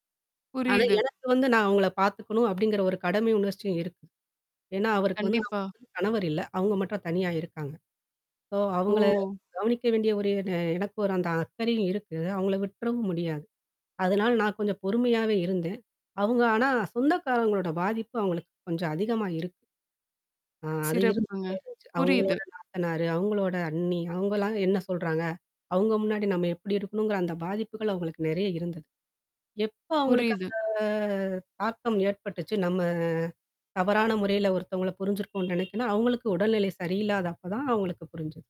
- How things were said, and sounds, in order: distorted speech; in English: "சோ"; mechanical hum; drawn out: "அந்த?"; drawn out: "நம்ம"; horn; other background noise
- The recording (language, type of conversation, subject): Tamil, podcast, நீங்கள் முதன்முறையாக மன்னிப்பு கேட்ட தருணத்தைப் பற்றி சொல்ல முடியுமா?